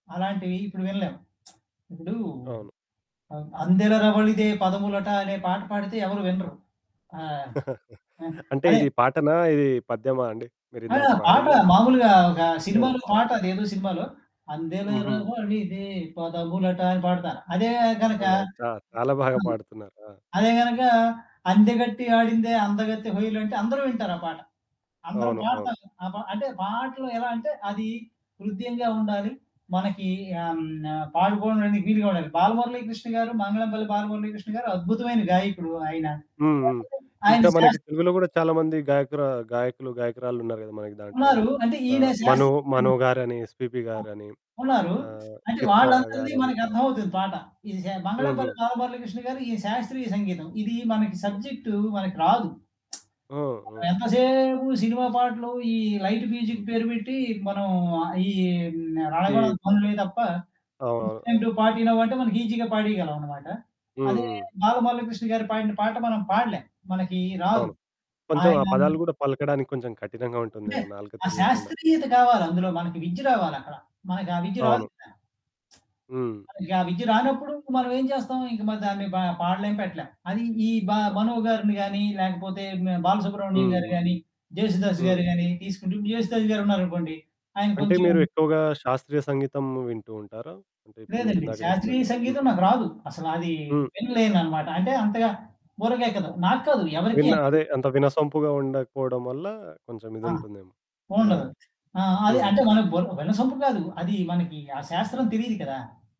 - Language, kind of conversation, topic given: Telugu, podcast, వినోదం, సందేశం మధ్య సమతుల్యాన్ని మీరు ఎలా నిలుపుకుంటారు?
- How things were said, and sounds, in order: lip smack; other background noise; chuckle; singing: "అందెల రవళిదే పదములట"; distorted speech; lip smack; in English: "లైట్ మ్యూజిక్"; in English: "ఈజీగా"; lip smack; tapping